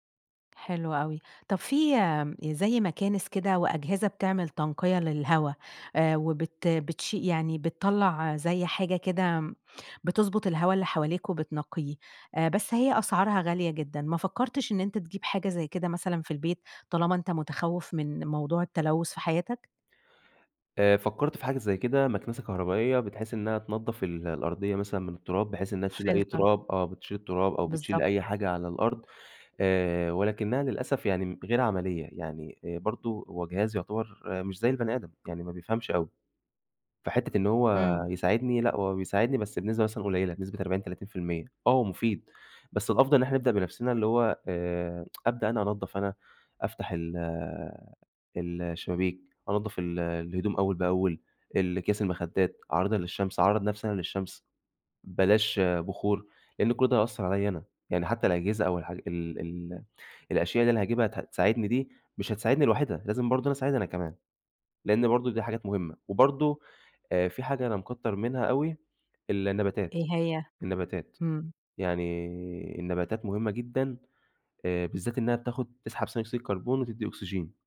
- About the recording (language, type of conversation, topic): Arabic, podcast, إزاي التلوث بيأثر على صحتنا كل يوم؟
- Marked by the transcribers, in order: in English: "Filter"; tapping; tsk